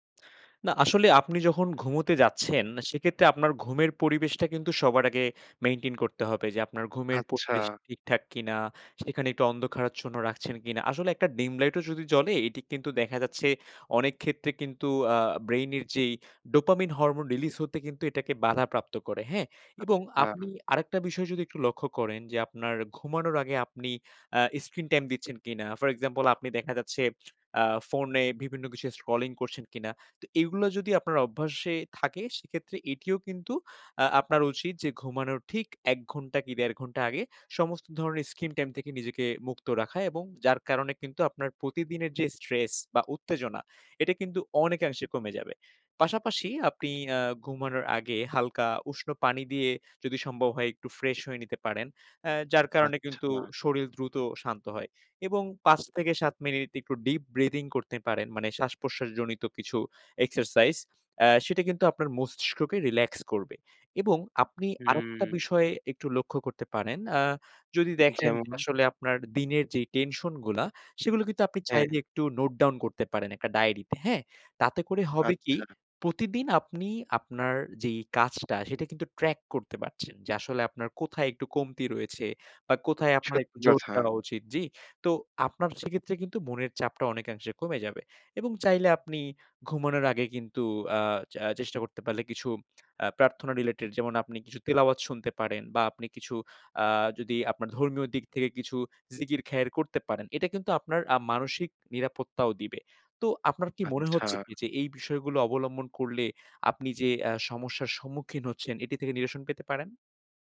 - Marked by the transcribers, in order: in English: "ডোপামিন"; in English: "screen"; in English: "scrolling"; in English: "screen"; in English: "deep breathing"
- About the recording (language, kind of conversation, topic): Bengali, advice, বারবার ভীতিকর স্বপ্ন দেখে শান্তিতে ঘুমাতে না পারলে কী করা উচিত?